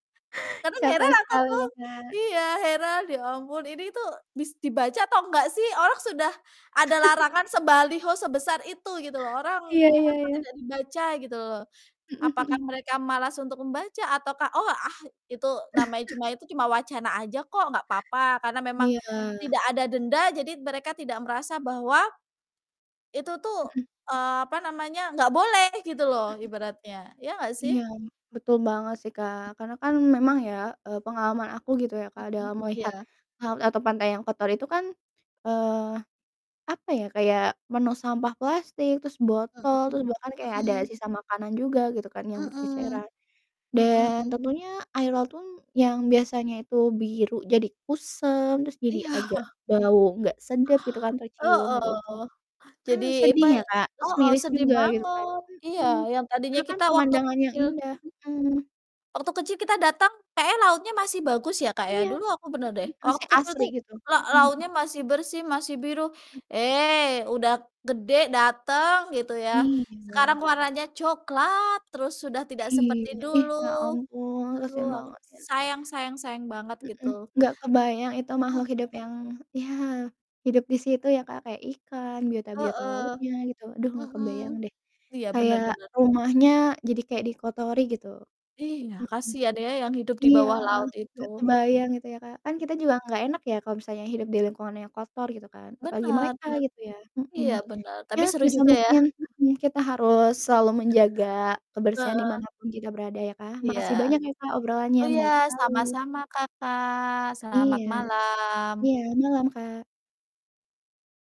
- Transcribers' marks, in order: chuckle; static; chuckle; other background noise; laughing while speaking: "Iya"; distorted speech; tapping; other noise
- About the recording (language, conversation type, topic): Indonesian, unstructured, Mengapa kita harus menjaga kebersihan laut?